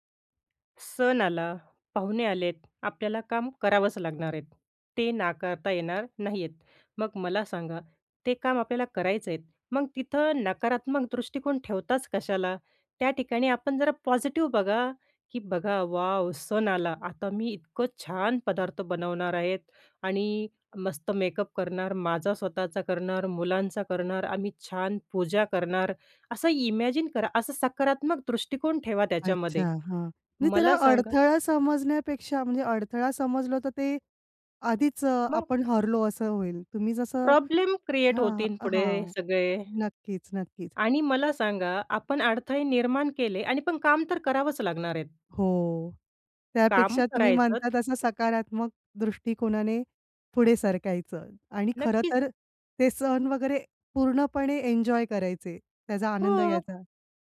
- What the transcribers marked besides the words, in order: in English: "पॉझिटिव्ह"; in English: "वॅाव!"; in English: "मेकअप"; in English: "इमॅजिन"; in English: "क्रिएट"; in English: "एन्जॉय"
- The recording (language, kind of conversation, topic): Marathi, podcast, तू कामात प्रेरणा कशी टिकवतोस?